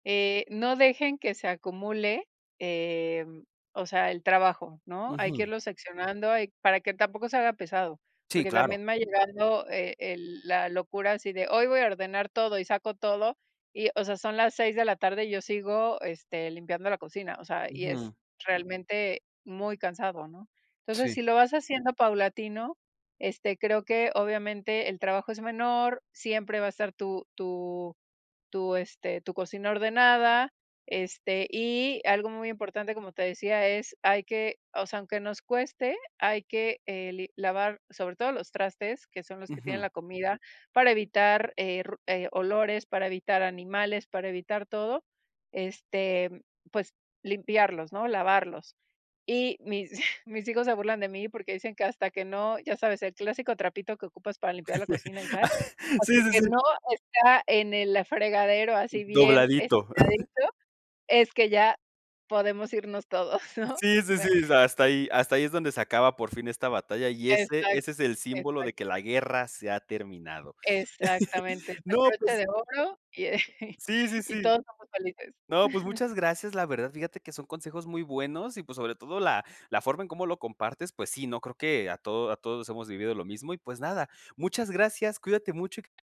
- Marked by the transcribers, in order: chuckle; laugh; other background noise; chuckle; laughing while speaking: "todos, ¿no?"; laugh; chuckle
- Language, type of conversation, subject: Spanish, podcast, ¿Cómo mantienes la cocina ordenada?